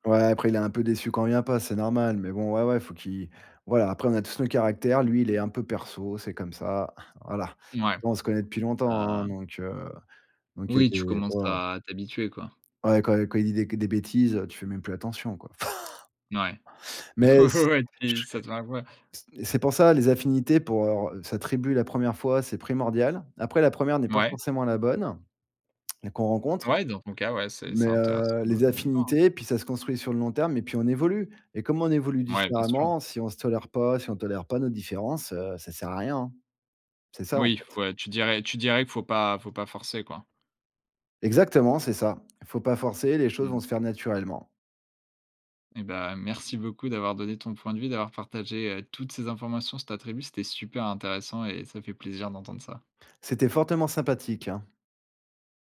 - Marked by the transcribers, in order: chuckle; unintelligible speech; chuckle; laughing while speaking: "Ouais, ouais, ouais"
- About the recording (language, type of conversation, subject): French, podcast, Comment as-tu trouvé ta tribu pour la première fois ?